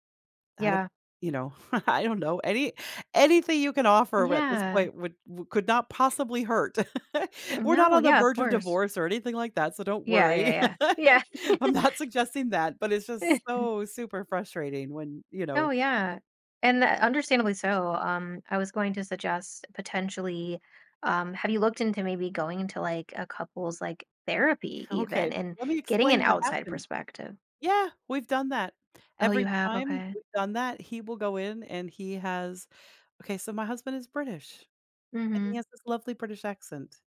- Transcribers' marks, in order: laughing while speaking: "I don't know"; laugh; laugh; chuckle; sniff; chuckle
- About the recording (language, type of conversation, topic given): English, advice, How can I improve communication with my partner?